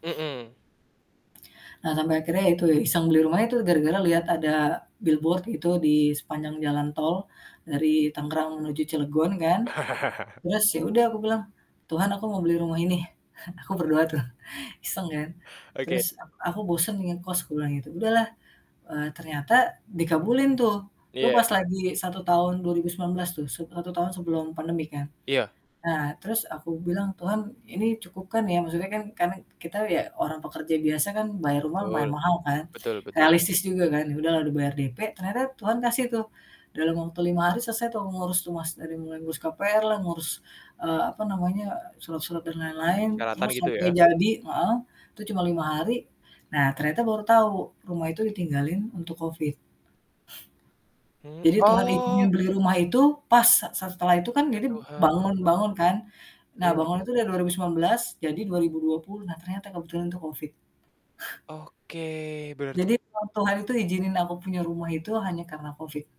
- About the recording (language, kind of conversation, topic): Indonesian, podcast, Bagaimana kamu menetapkan batasan ruang kerja dan jam kerja saat bekerja dari rumah?
- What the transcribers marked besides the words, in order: static; in English: "billboard"; chuckle; chuckle; other background noise; laughing while speaking: "tuh"; distorted speech; tapping; "rumah" said as "rumas"; chuckle